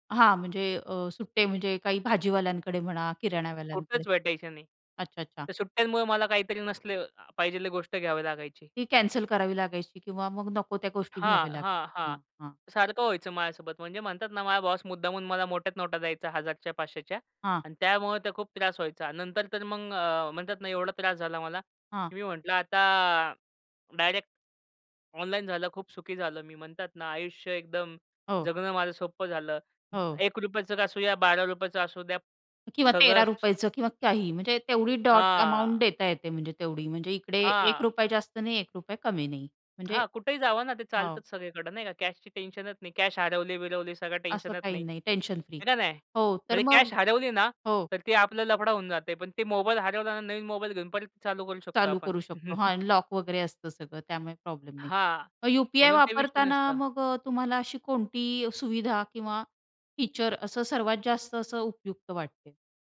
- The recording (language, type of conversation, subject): Marathi, podcast, ऑनलाइन पेमेंट्स आणि यूपीआयने तुमचं आयुष्य कसं सोपं केलं?
- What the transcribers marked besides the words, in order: other background noise; in English: "डॉट अमाउंट"; tapping; in English: "टेन्शन फ्री"; chuckle; in English: "लॉक"; in English: "फीचर"